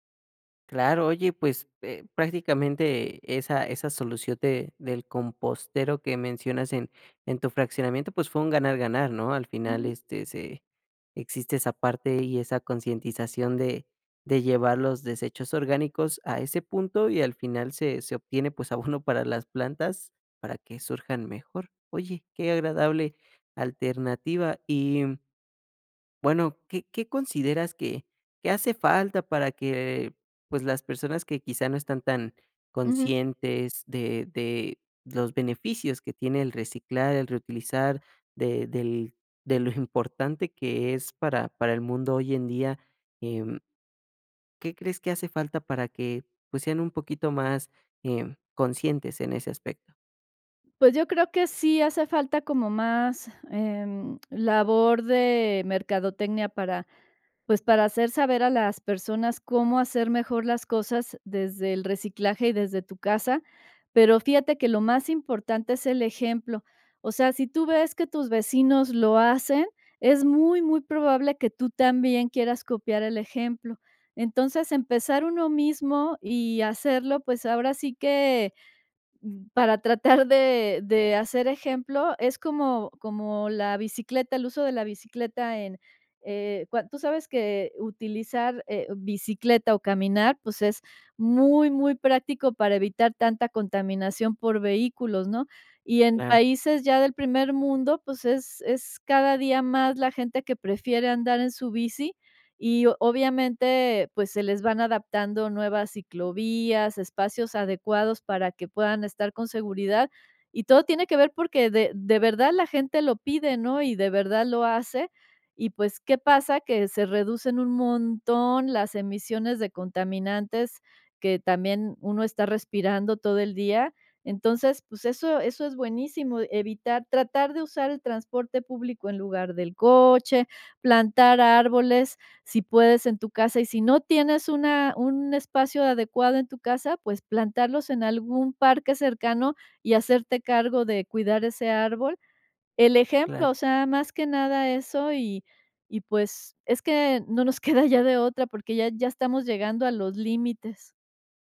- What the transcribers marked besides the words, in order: other background noise
- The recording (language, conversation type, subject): Spanish, podcast, ¿Realmente funciona el reciclaje?